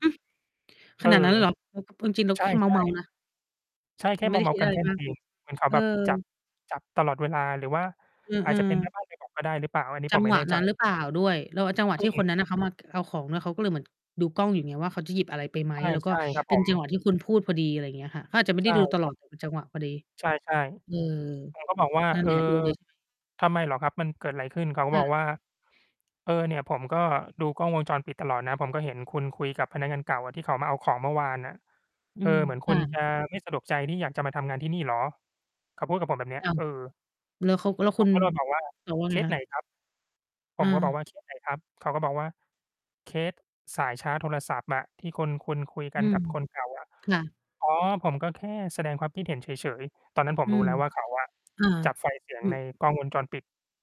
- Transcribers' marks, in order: mechanical hum; distorted speech; tapping
- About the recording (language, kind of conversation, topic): Thai, unstructured, คุณเคยเจอเจ้านายที่ทำงานด้วยยากไหม?